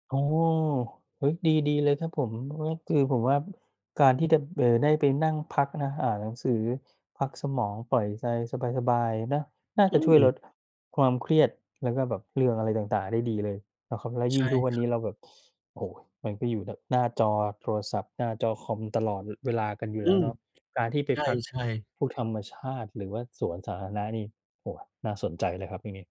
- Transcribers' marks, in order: other noise; other background noise
- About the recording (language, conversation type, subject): Thai, advice, คุณจะรับมือกับความเครียดจากการเปลี่ยนแปลงหลายอย่างและรักษาความมั่นคงในชีวิตได้อย่างไร?